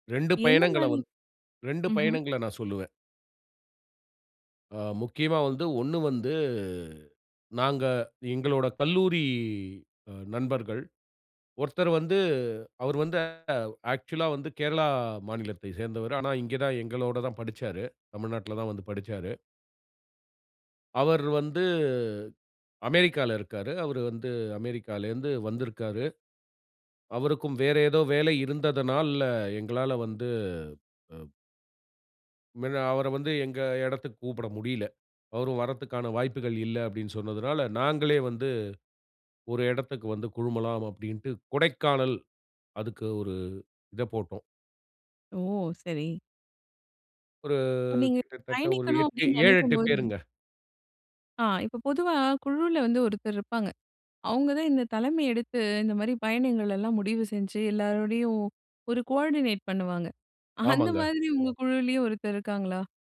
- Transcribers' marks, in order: drawn out: "வந்து"; drawn out: "கல்லூரி"; in English: "ஆக்சுவலா"; drawn out: "வந்து"; drawn out: "வந்து"; in English: "கோஆர்டினேட்"; chuckle
- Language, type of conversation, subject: Tamil, podcast, நண்பர்கள் குழுவோடு நீங்கள் பயணித்த அனுபவம் எப்படி இருந்தது?